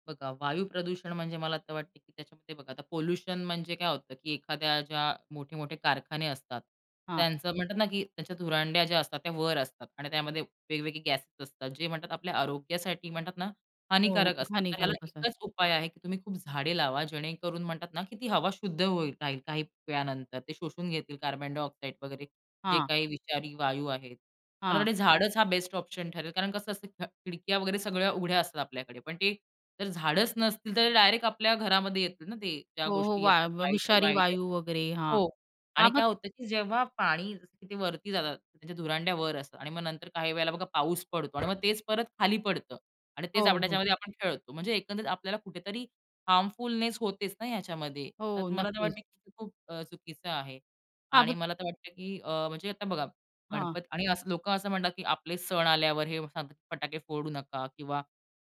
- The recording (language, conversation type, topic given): Marathi, podcast, निसर्ग जपण्यासाठी आपण काय करू शकतो?
- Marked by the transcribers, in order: tapping; other background noise; in English: "हार्मफुलनेस"